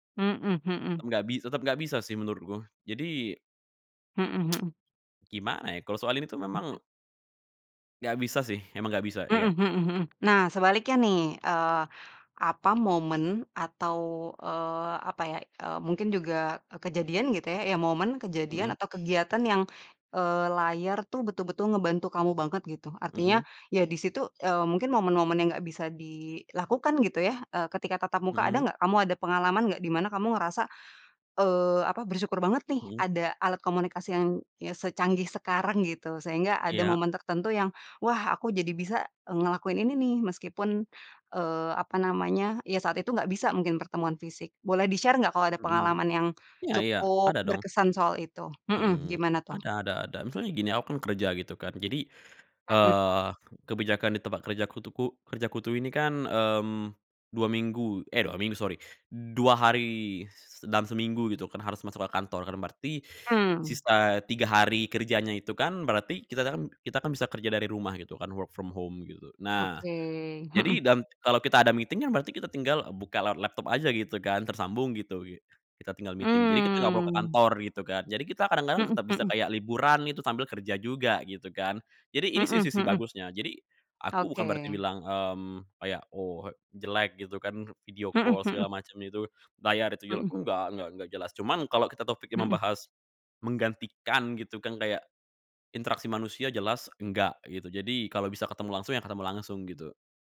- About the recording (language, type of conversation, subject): Indonesian, podcast, Apa yang hilang jika semua komunikasi hanya dilakukan melalui layar?
- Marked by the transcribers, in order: tsk; other background noise; in English: "di-share"; in English: "work from home"; in English: "meeting"; in English: "meeting"; in English: "video call"